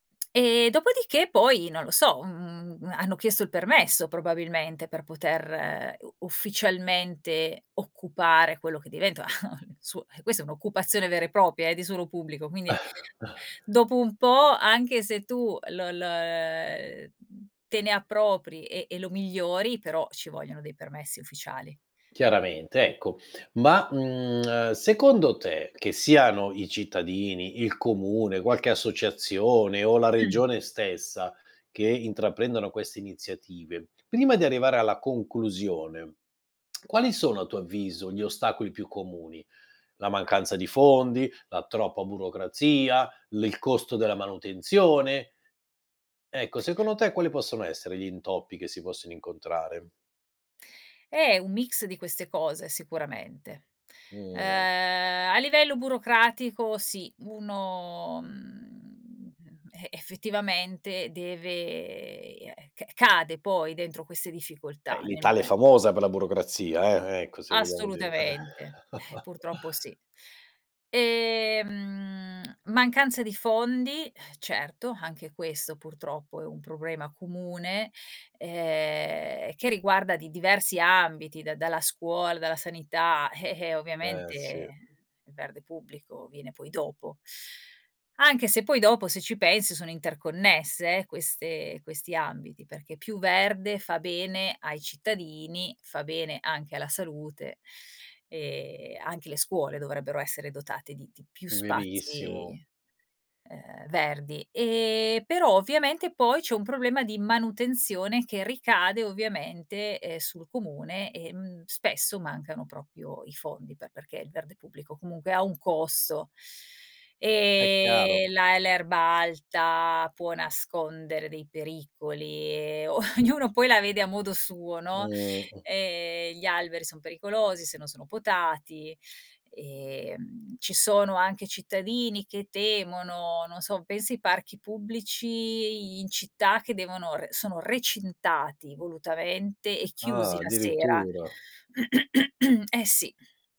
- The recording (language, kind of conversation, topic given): Italian, podcast, Quali iniziative locali aiutano a proteggere il verde in città?
- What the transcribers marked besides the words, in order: chuckle; "propria" said as "propia"; chuckle; tsk; other background noise; tapping; chuckle; "proprio" said as "propio"; laughing while speaking: "ognuno"; throat clearing